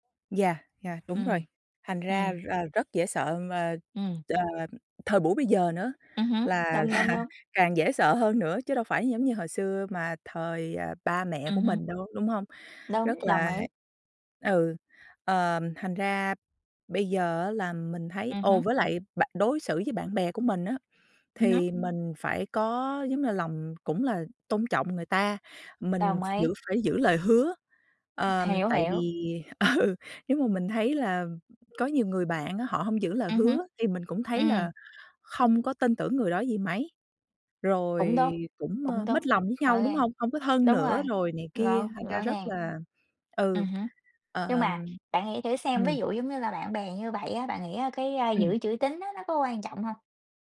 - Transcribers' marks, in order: laughing while speaking: "là"; other background noise; laughing while speaking: "ừ"
- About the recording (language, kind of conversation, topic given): Vietnamese, unstructured, Theo bạn, điều gì quan trọng nhất trong một mối quan hệ?
- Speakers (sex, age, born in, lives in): female, 30-34, Vietnam, United States; female, 40-44, Vietnam, United States